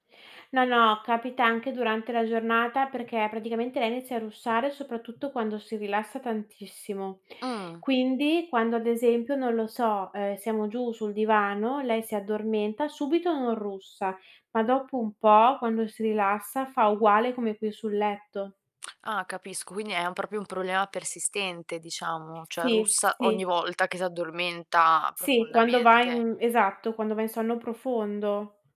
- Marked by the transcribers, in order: tapping; distorted speech; "proprio" said as "propio"; "problema" said as "prolema"; static; other background noise
- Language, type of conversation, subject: Italian, advice, Come gestite i conflitti di coppia dovuti al russare o ad orari di sonno diversi?